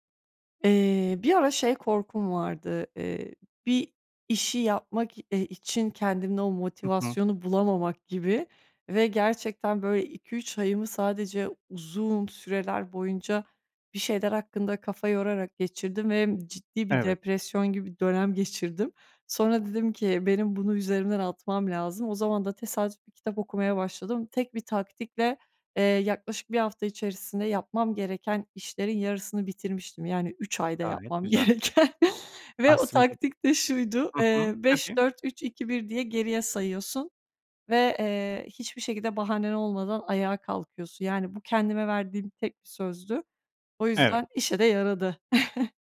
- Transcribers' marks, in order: laughing while speaking: "gereken"; chuckle
- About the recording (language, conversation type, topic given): Turkish, podcast, Korkularınla nasıl yüzleşiyorsun, örnek paylaşır mısın?